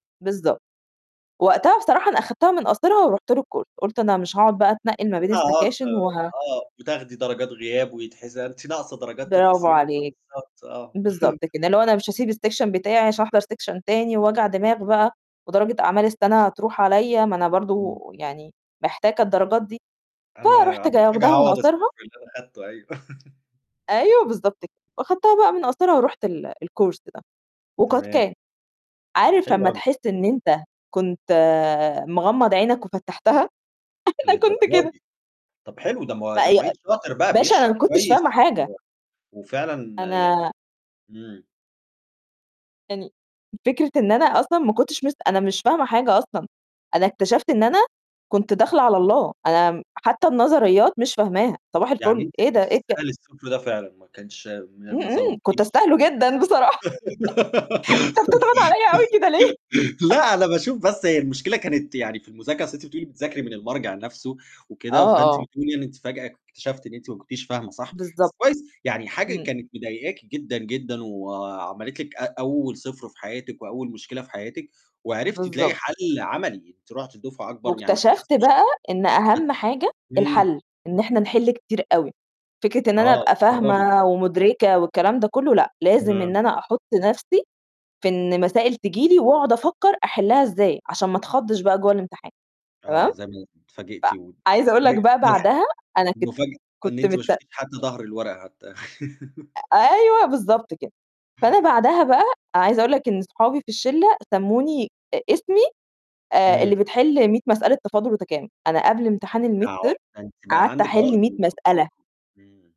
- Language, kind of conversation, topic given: Arabic, podcast, إزاي تفضل محافظ على حماسك بعد فشل مؤقت؟
- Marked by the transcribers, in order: in English: "الكورس"; unintelligible speech; in English: "السكاشن"; chuckle; in English: "السيكشن"; in English: "سيكشن"; distorted speech; chuckle; in English: "الكورس"; laughing while speaking: "أنا كنت كده"; laugh; laughing while speaking: "جدًا بصراحة. أنت بتضغط عليّا أوي كده ليه؟"; laugh; chuckle; other noise; laugh; in English: "الميد ترم"